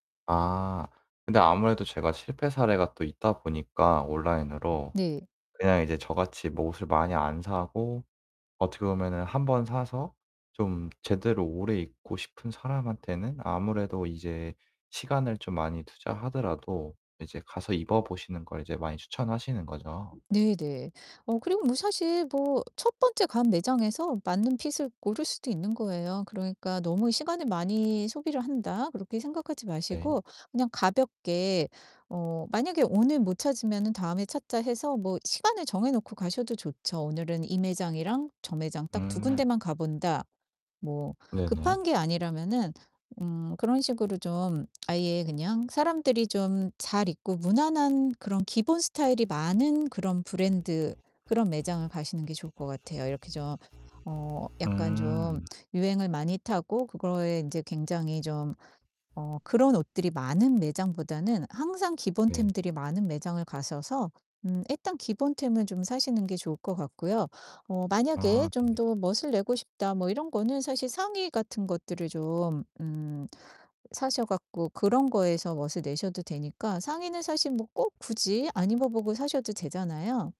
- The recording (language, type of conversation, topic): Korean, advice, 옷을 고를 때 어떤 스타일이 나에게 맞는지 어떻게 알 수 있을까요?
- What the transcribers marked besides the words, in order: static; other background noise; distorted speech; tapping; mechanical hum